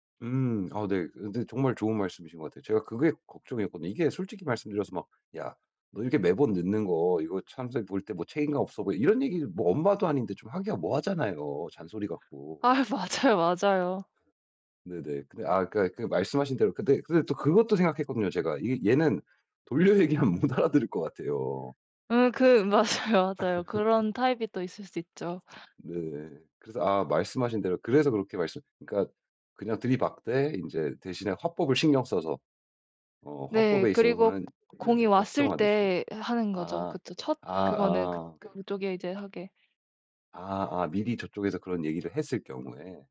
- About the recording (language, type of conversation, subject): Korean, advice, 상대 기분을 해치지 않으면서 어떻게 피드백을 줄 수 있을까요?
- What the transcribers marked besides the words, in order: other background noise; tapping; laughing while speaking: "돌려 얘기하면 못 알아들을"; laughing while speaking: "맞아요"; laugh